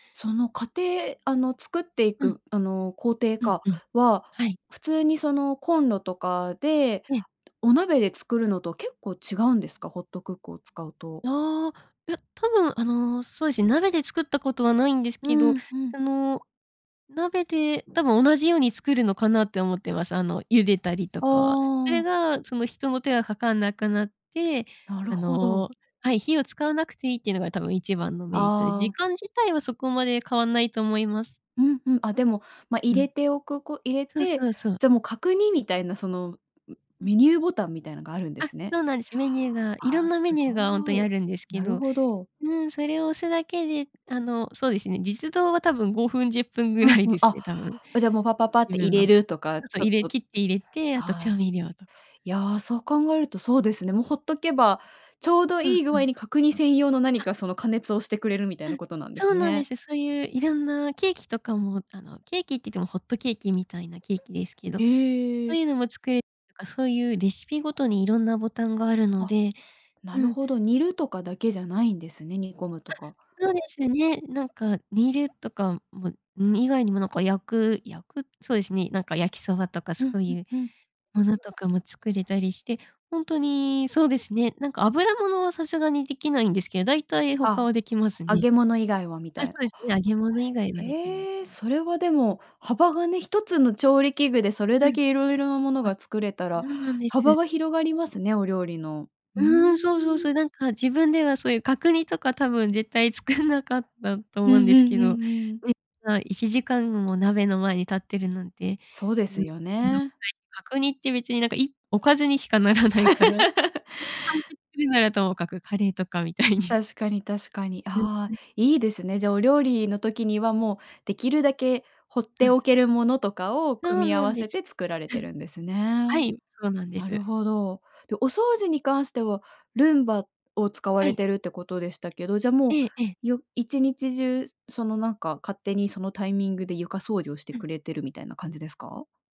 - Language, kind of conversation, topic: Japanese, podcast, 家事のやりくりはどう工夫していますか？
- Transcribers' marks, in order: other noise; other background noise; unintelligible speech; laughing while speaking: "作んなかった"; unintelligible speech; laughing while speaking: "しかならないから"; laugh; laughing while speaking: "みたいに"